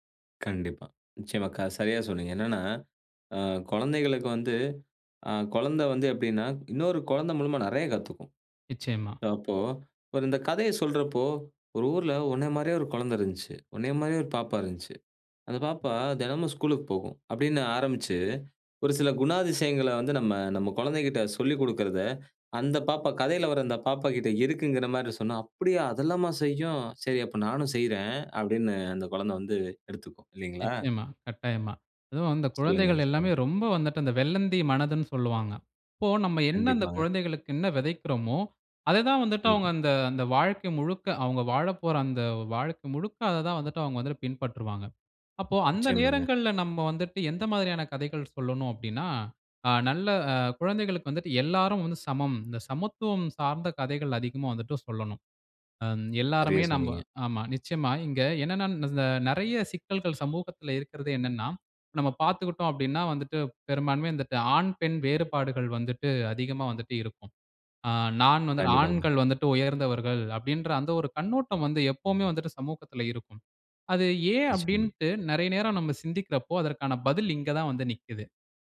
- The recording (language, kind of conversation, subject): Tamil, podcast, கதைகள் மூலம் சமூக மாற்றத்தை எவ்வாறு தூண்ட முடியும்?
- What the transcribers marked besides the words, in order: other noise; other background noise